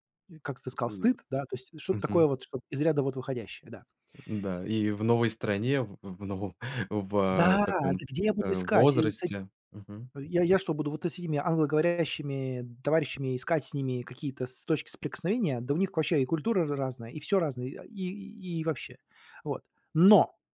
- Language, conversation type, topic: Russian, podcast, Как ты находил друзей среди местных жителей?
- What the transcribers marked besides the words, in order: other background noise